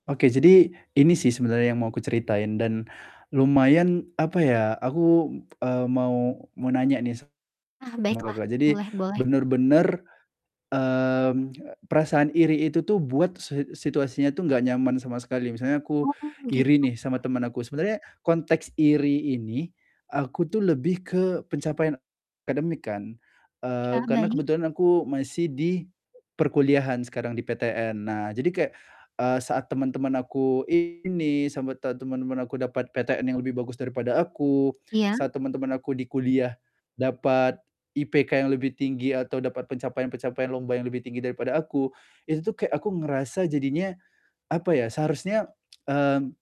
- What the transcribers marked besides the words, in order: distorted speech; tapping; tsk
- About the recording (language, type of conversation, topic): Indonesian, advice, Bagaimana cara mengelola rasa iri dalam pertemanan?